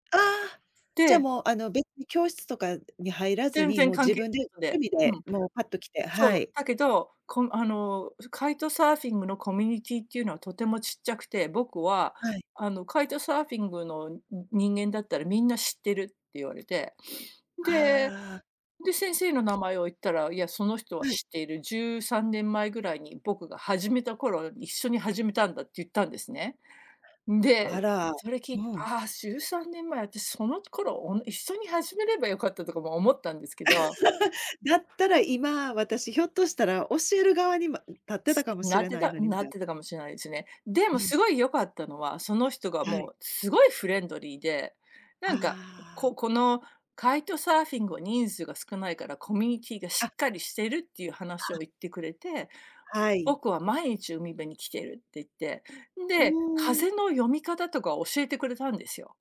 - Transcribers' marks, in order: tapping; laugh
- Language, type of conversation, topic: Japanese, podcast, 学び仲間やコミュニティの力をどう活かせばよいですか？